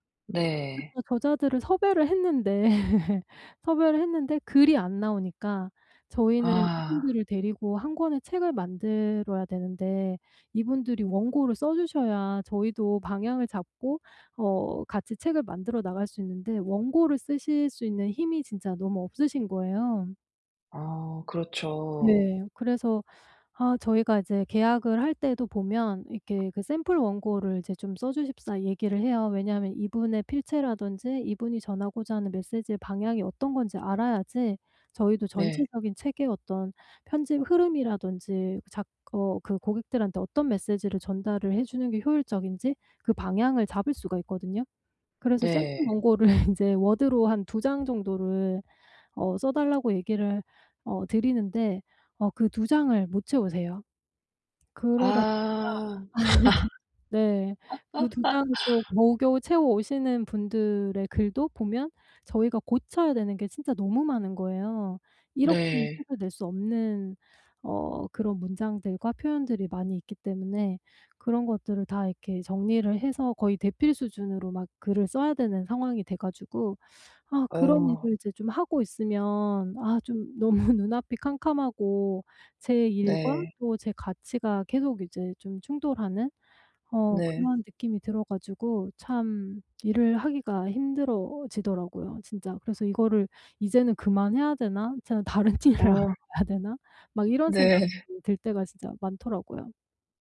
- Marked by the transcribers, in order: laugh; other background noise; laughing while speaking: "원고를"; laugh; laughing while speaking: "너무"; laughing while speaking: "다른 찔을 알아봐야"; "일을" said as "찔을"; laughing while speaking: "네"
- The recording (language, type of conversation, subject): Korean, advice, 내 직업이 내 개인적 가치와 정말 잘 맞는지 어떻게 알 수 있을까요?